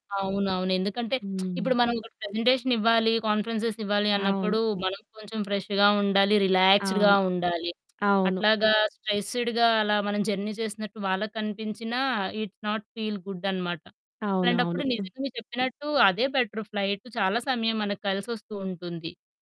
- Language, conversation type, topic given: Telugu, podcast, ప్రయాణంలో మీ విమానం తప్పిపోయిన అనుభవాన్ని చెప్పగలరా?
- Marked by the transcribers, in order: other background noise; lip smack; distorted speech; in English: "ప్రజెంటేషన్"; in English: "కాన్ఫరెన్సెస్"; in English: "ఫ్రెష్‌గా"; in English: "రిలాక్స్‌డ్‌గా"; lip smack; in English: "స్ట్రెస్‌డ్‌గా"; in English: "జర్నీ"; in English: "ఇట్స్ నాట్ ఫీల్ గుడ్"; in English: "ఫ్లైట్"